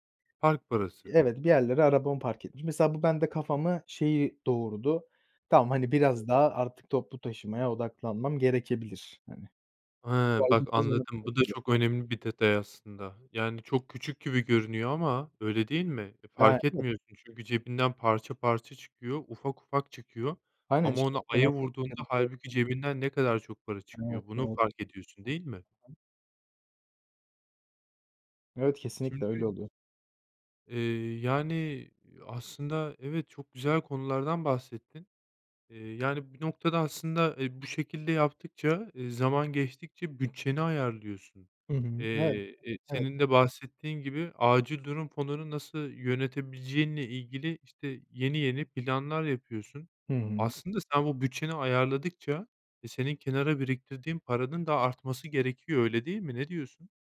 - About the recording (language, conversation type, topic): Turkish, podcast, Para biriktirmeyi mi, harcamayı mı yoksa yatırım yapmayı mı tercih edersin?
- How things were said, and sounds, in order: other background noise; unintelligible speech; unintelligible speech; unintelligible speech; unintelligible speech